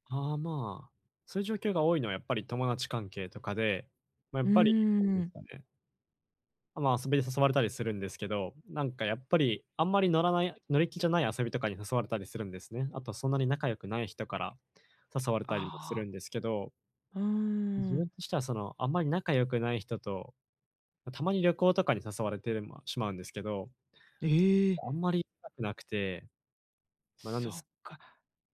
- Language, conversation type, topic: Japanese, advice, 優しく、はっきり断るにはどうすればいいですか？
- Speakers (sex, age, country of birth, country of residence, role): female, 50-54, Japan, United States, advisor; male, 20-24, Japan, Japan, user
- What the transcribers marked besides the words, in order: unintelligible speech